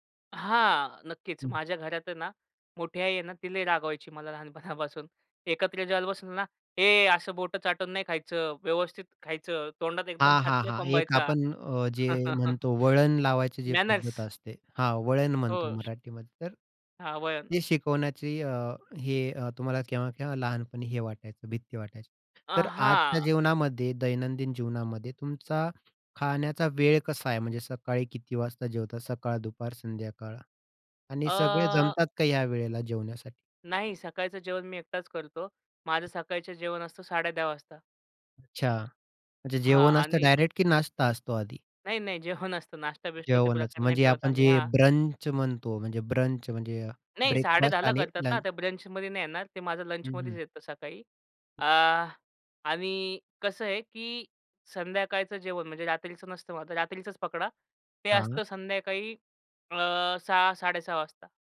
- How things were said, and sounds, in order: put-on voice: "ए असं बोट चाटून नाही … भात नाही कोंबायचा"; chuckle; in English: "मॅनर्स"; whistle; tapping; other noise; laughing while speaking: "जेवण असतं"; in English: "ब्रंच"; in English: "ब्रंच"; in English: "ब्रंचमध्ये"
- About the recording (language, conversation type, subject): Marathi, podcast, तुमच्या घरात सगळे जण एकत्र येऊन जेवण कसे करतात?